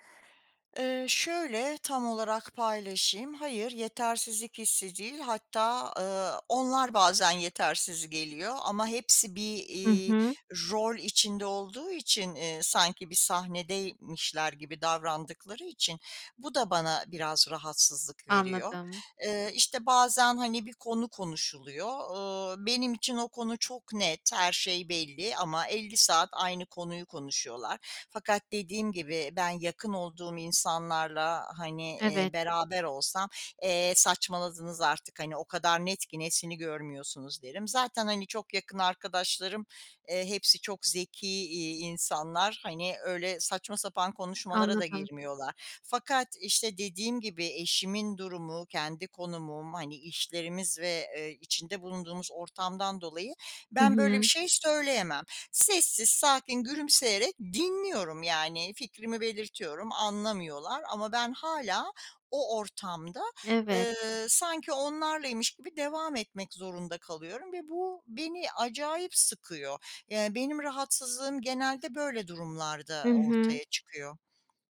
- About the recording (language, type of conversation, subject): Turkish, advice, Kutlamalarda sosyal beklenti baskısı yüzünden doğal olamıyorsam ne yapmalıyım?
- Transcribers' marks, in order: tapping; other background noise